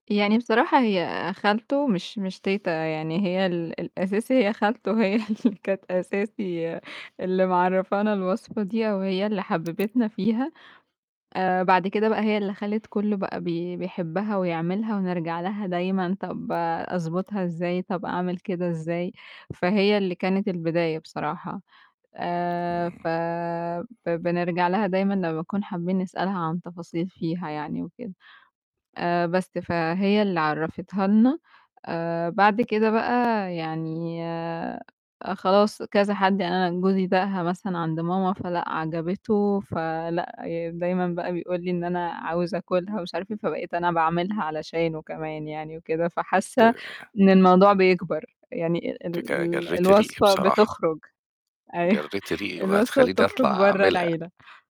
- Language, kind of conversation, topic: Arabic, podcast, إيه هي وصفتكم العائلية المفضلة؟
- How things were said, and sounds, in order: laughing while speaking: "هي اللي كانت أساسي"; other background noise; unintelligible speech; tapping; laughing while speaking: "أيوه"